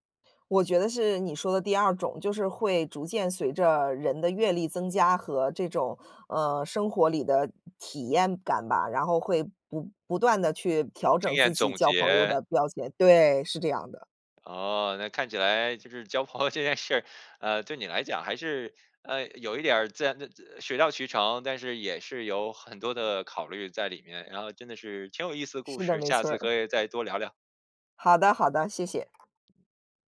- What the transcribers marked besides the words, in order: other background noise; laughing while speaking: "交朋友这件事儿"; joyful: "很多的"; stressed: "挺"; joyful: "是的，没错儿"
- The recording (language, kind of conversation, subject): Chinese, podcast, 你是怎么认识并结交到这位好朋友的？